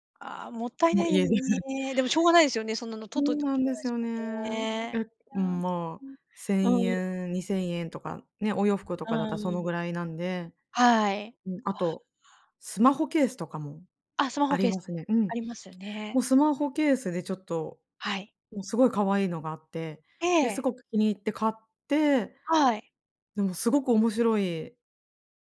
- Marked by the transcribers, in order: chuckle; other background noise
- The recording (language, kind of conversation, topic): Japanese, podcast, 買い物での失敗談はありますか？